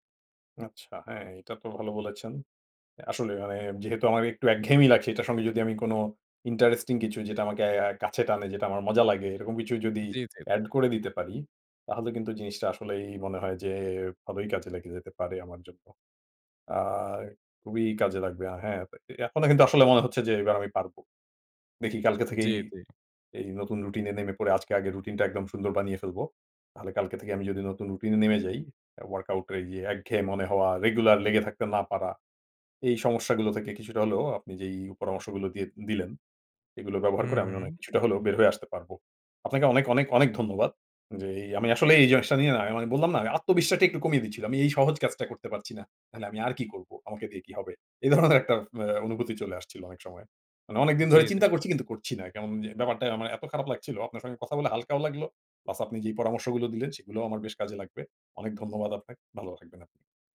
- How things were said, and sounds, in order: in English: "add"; scoff
- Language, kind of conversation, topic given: Bengali, advice, বাড়িতে ব্যায়াম করতে একঘেয়েমি লাগলে অনুপ্রেরণা কীভাবে খুঁজে পাব?